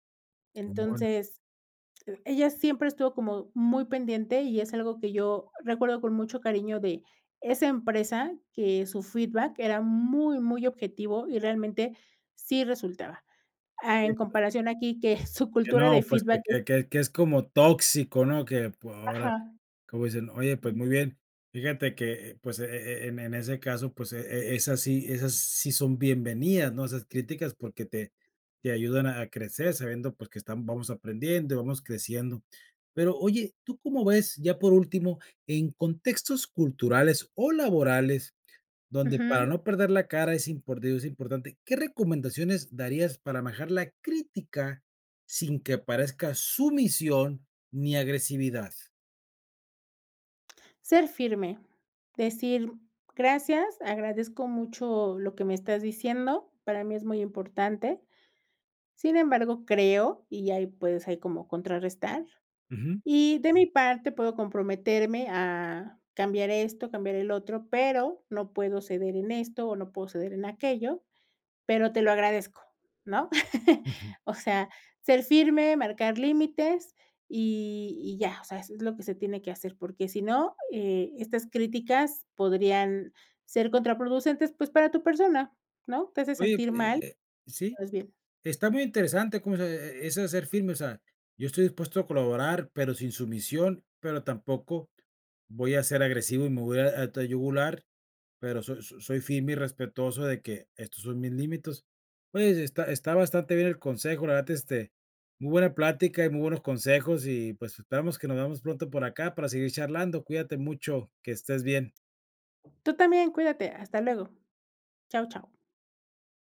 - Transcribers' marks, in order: laughing while speaking: "su"; other background noise; chuckle; "límites" said as "límitos"; tapping
- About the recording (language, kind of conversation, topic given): Spanish, podcast, ¿Cómo manejas las críticas sin ponerte a la defensiva?